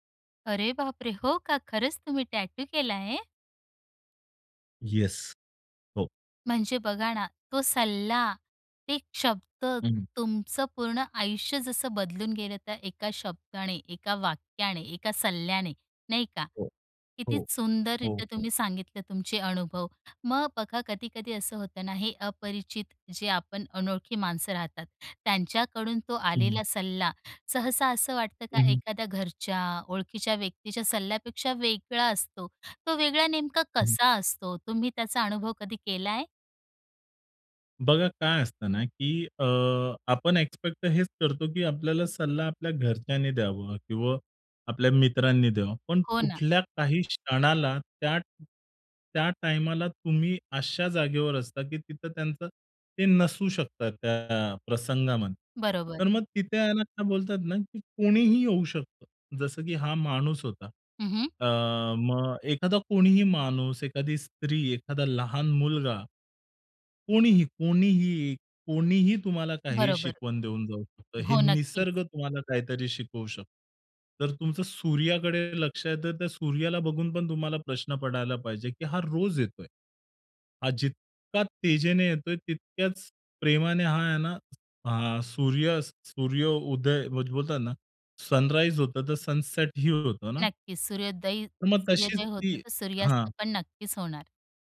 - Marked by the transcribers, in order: surprised: "अरे बापरे! हो का. खरंच तुम्ही टॅटू केलाय?"; in English: "टॅटू"; in English: "एक्सपेक्ट"; in English: "सनराईज"; in English: "सनसेटही"
- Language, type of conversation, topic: Marathi, podcast, रस्त्यावरील एखाद्या अपरिचिताने तुम्हाला दिलेला सल्ला तुम्हाला आठवतो का?